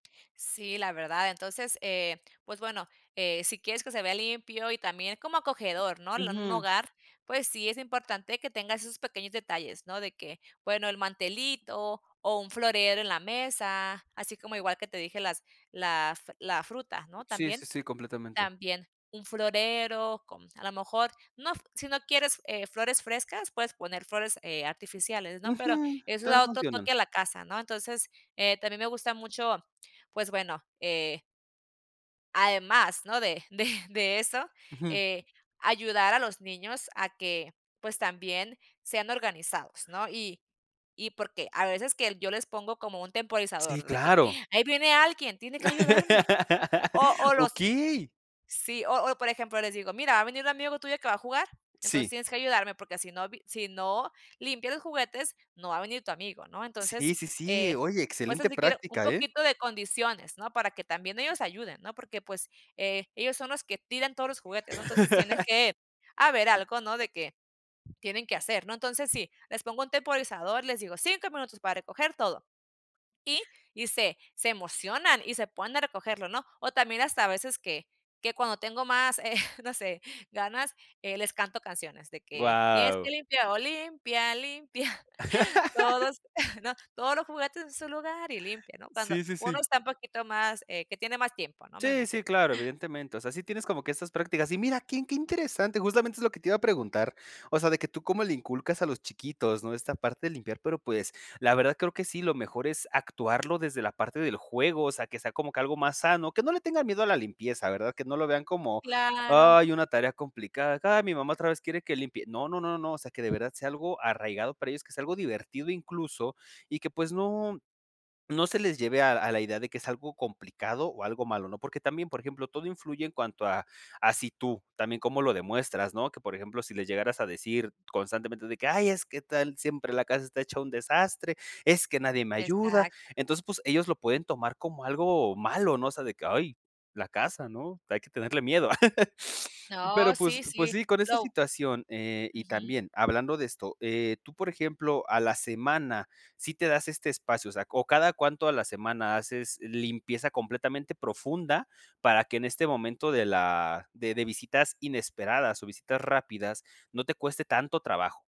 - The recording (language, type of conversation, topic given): Spanish, podcast, ¿Qué técnicas usas para ordenar rápido antes de que llegue una visita?
- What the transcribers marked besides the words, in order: laughing while speaking: "de"; laugh; laughing while speaking: "eh"; tapping; singing: "limpia, limpia"; chuckle; other background noise; laugh; laugh